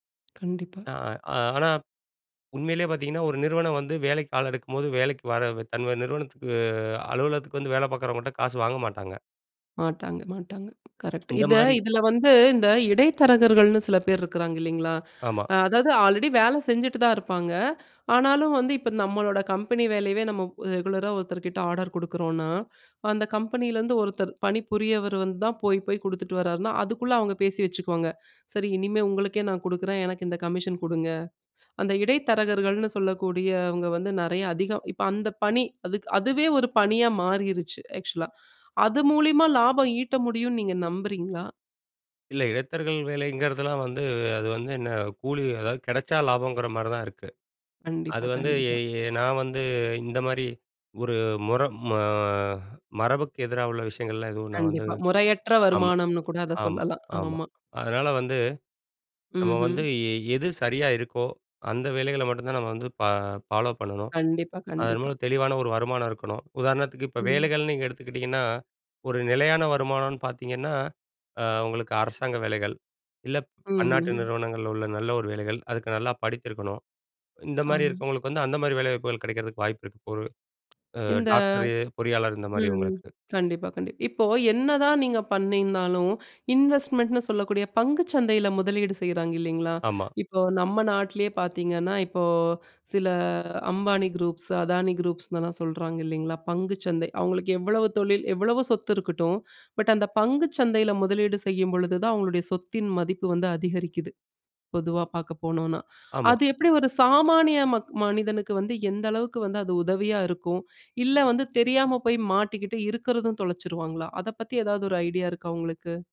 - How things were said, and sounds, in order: other background noise; "தன்னோட" said as "தன்வ"; drawn out: "ம"; in English: "ஃபாலோப்"; in English: "இன்வெஸ்ட்மென்ட்னு"; drawn out: "இப்போ"
- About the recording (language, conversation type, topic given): Tamil, podcast, பணம் சம்பாதிப்பதில் குறுகிய கால இலாபத்தையும் நீண்டகால நிலையான வருமானத்தையும் நீங்கள் எப்படி தேர்வு செய்கிறீர்கள்?